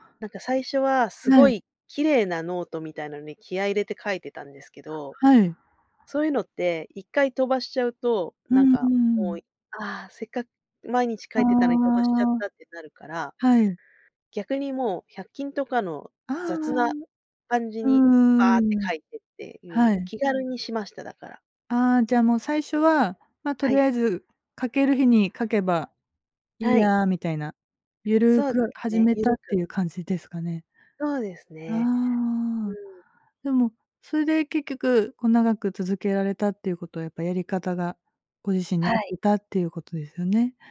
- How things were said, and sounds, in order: other noise; tapping
- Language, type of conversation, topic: Japanese, podcast, 自分を変えた習慣は何ですか？